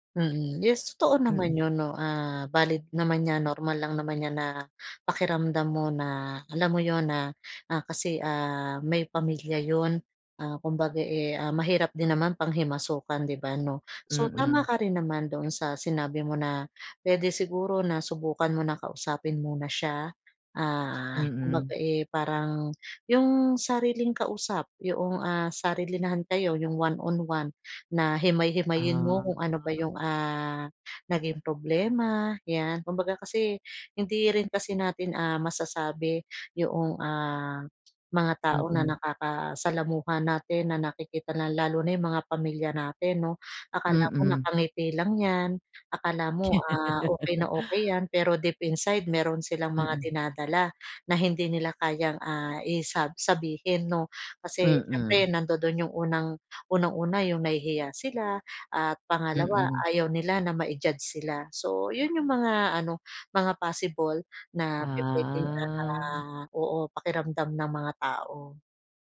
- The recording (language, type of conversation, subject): Filipino, advice, Paano ko malalaman kung alin sa sitwasyon ang kaya kong kontrolin?
- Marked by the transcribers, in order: in English: "one-one-one"; drawn out: "Ah"; laugh; drawn out: "Ah"